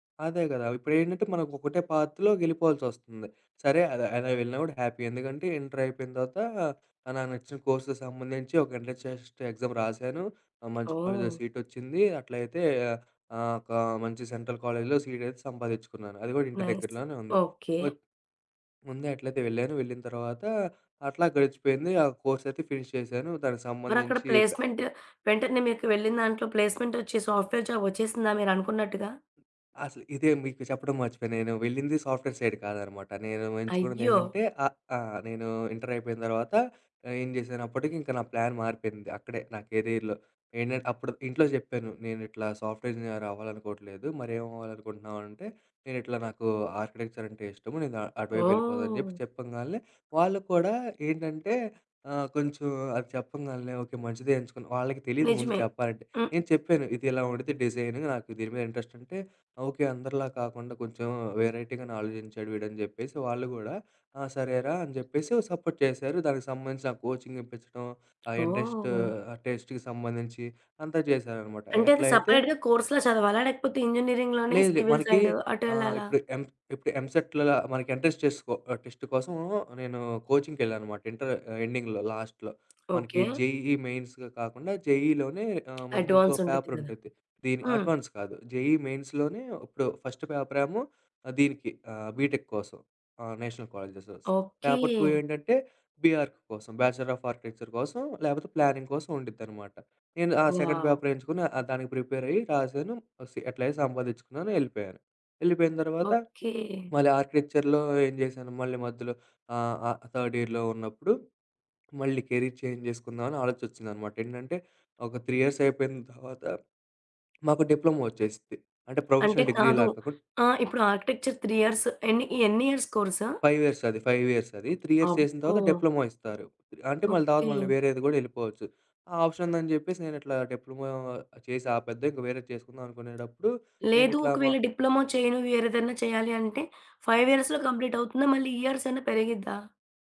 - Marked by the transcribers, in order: in English: "పాత్‌లొకెళ్ళిపోవాల్సొస్తుంది"; in English: "హ్యాపీ"; unintelligible speech; in English: "ఎగ్జామ్"; tapping; in English: "సెంట్రల్"; in English: "సీట్"; in English: "నైస్"; in English: "కోర్స్"; in English: "ఫినిష్"; in English: "ప్లేస్‌మెంట్"; in English: "ప్లేస్‌మెంట్"; in English: "సాఫ్ట్‌వేర్ జాబ్"; in English: "సాఫ్ట్‌వేర్ సైడ్"; in English: "ప్లాన్"; in English: "కేరియర్‌లో"; in English: "సాఫ్ట్‌వేర్ ఇంజనీర్"; in English: "ఆర్కిటెక్చర్"; in English: "డిజైనింగ్"; in English: "ఇంట్రెస్ట్"; in English: "వెరైటీగానే"; in English: "సపోర్ట్"; in English: "కోచింగ్"; in English: "ఇంట్రెస్ట్"; in English: "టెస్ట్‌కీ"; in English: "సెపరేట్‌గా కోర్స్‌లా"; in English: "ఇంజినీరింగ్‌లోనే సివిల్ సైడ్"; in English: "టెస్ట్"; in English: "కోచింగ్‌కెళ్ళాను"; in English: "ఎండింగ్‌లో లాస్ట్‌లో"; in English: "జేఈఈ మెయిన్స్"; in English: "జేఈలోనే"; in English: "అడ్వాన్స్"; in English: "పేపర్"; in English: "అడ్వాన్స్"; in English: "జేఈ మెయిన్స్‌లోనే"; in English: "ఫస్ట్"; in English: "బీటెక్"; in English: "నేషనల్ కాలేజెస్. పేపర్ 2"; in English: "బీఆర్క్"; in English: "బ్యాచిలర్ ఆఫ్ ఆర్కిటెక్చర్"; in English: "ప్లానింగ్"; in English: "సెకండ్ పేపర్"; in English: "వావ్!"; in English: "ప్రిపేర్"; in English: "ఆర్కిటెక్చర్‌లో"; in English: "తర్డ్ ఇయర్‌లో"; in English: "కెరీర్ చేంజ్"; in English: "త్రీ ఇయర్స్"; in English: "డిప్లొమా"; in English: "ప్రొఫెషనల్ డిగ్రీలా"; other background noise; in English: "ఆర్కిటెక్చర్ త్రీ ఇయర్స్"; in English: "ఇయర్స్"; in English: "ఫైవ్ ఇయర్స్"; in English: "ఫైవ్ ఇయర్స్"; in English: "త్రీ ఇయర్స్"; in English: "డిప్లొమా"; in English: "ఆప్షన్"; in English: "డిప్లొమా"; in English: "డిప్లొమా"; in English: "ఫైవ్ ఇయర్స్‌లో కంప్లీట్"; in English: "ఇయర్స్"
- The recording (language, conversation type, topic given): Telugu, podcast, కెరీర్‌లో మార్పు చేసినప్పుడు మీ కుటుంబం, స్నేహితులు ఎలా స్పందించారు?